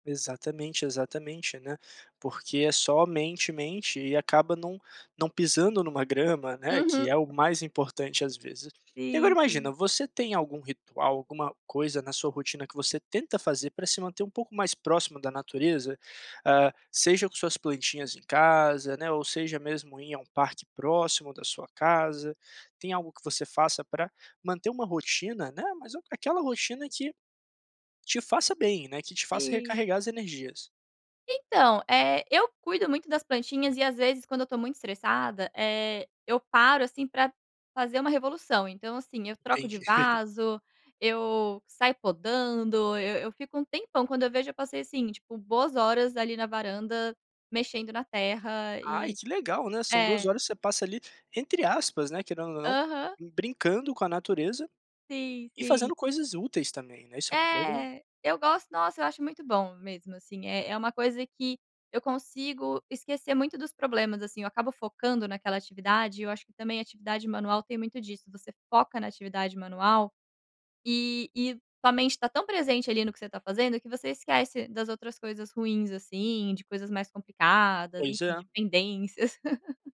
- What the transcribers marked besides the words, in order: tapping; laugh; laugh
- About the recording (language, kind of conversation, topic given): Portuguese, podcast, Como você usa a natureza para recarregar o corpo e a mente?